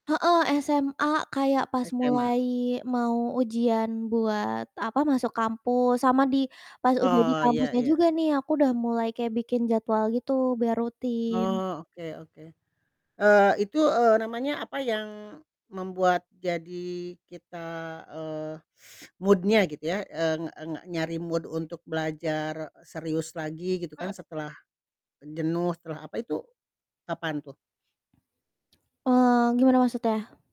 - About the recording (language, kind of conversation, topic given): Indonesian, podcast, Bagaimana cara kamu mengatur waktu agar tetap bisa belajar secara rutin?
- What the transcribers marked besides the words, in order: teeth sucking; in English: "mood-nya"; in English: "mood"; distorted speech; tsk